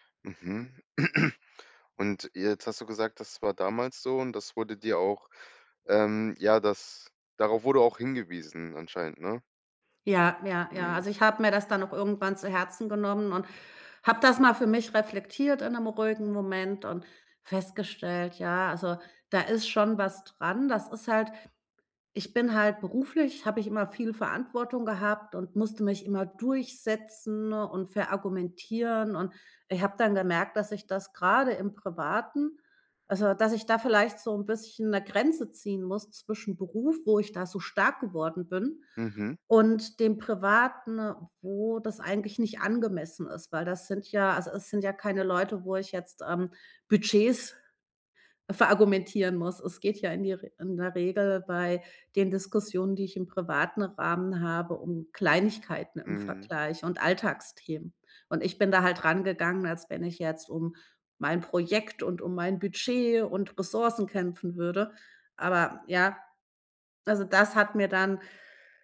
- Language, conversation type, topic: German, podcast, Wie bleibst du ruhig, wenn Diskussionen hitzig werden?
- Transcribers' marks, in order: throat clearing